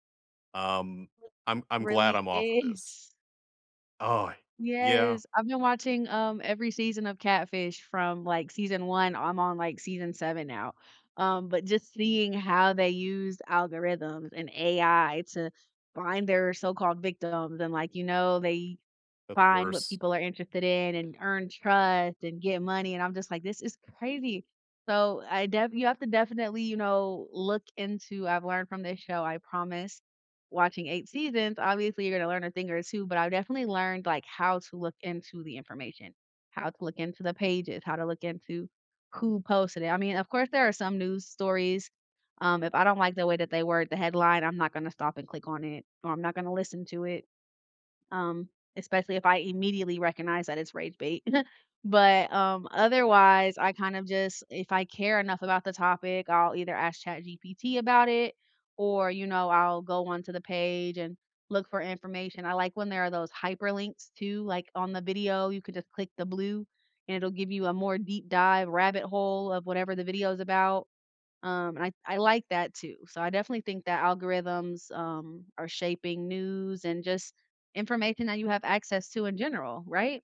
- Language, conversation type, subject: English, unstructured, How do algorithms shape the news you trust and see each day?
- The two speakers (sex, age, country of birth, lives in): female, 30-34, United States, United States; male, 30-34, United States, United States
- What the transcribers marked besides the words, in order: other background noise; laughing while speaking: "is"; chuckle